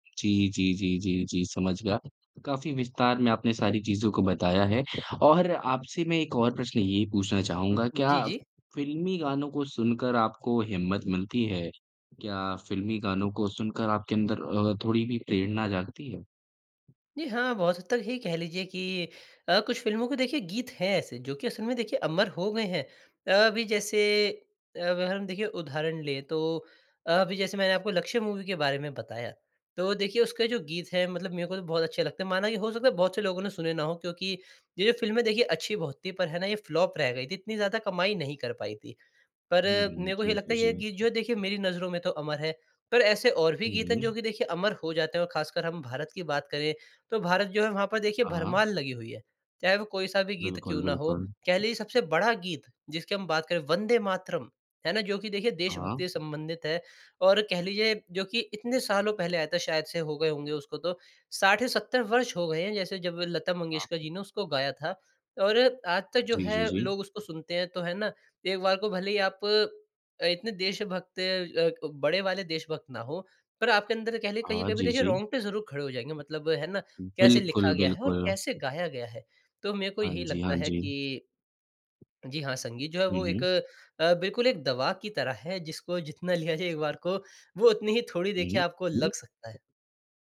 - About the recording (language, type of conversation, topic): Hindi, podcast, कौन सा गाना आपको हिम्मत और जोश से भर देता है?
- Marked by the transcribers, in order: other background noise; in English: "मूवी"; in English: "फ्लॉप"; laughing while speaking: "लिया जाए"